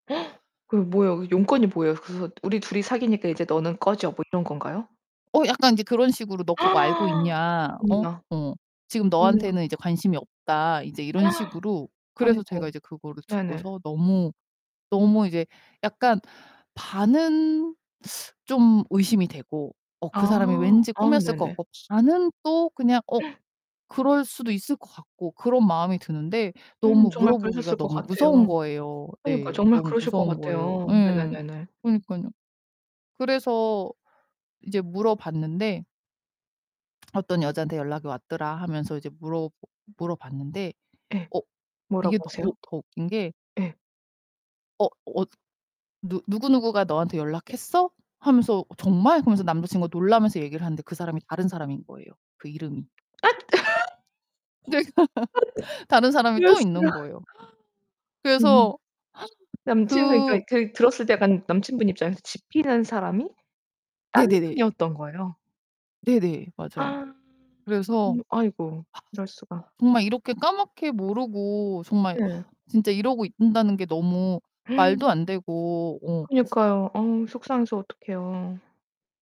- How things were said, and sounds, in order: gasp; tapping; gasp; distorted speech; gasp; teeth sucking; other background noise; gasp; laugh; gasp; gasp; gasp; sigh; sigh; gasp
- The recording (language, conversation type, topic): Korean, advice, 배신(불륜·거짓말) 당한 뒤 신뢰를 회복하기가 왜 이렇게 어려운가요?